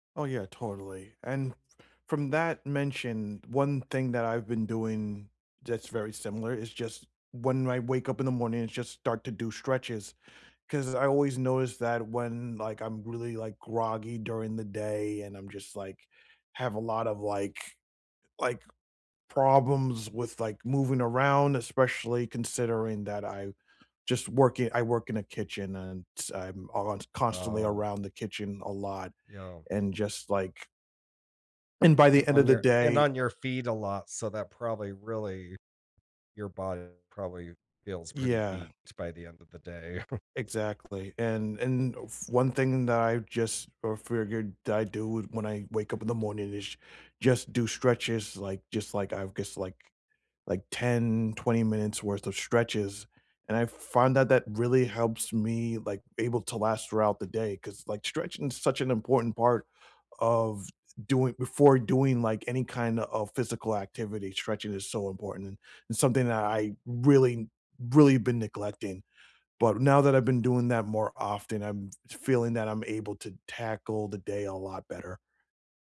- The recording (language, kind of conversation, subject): English, unstructured, Have you ever been surprised by how a small habit changed your life?
- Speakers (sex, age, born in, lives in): male, 40-44, United States, United States; male, 50-54, United States, United States
- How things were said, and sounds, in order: tapping; chuckle; other background noise; "is" said as "ish"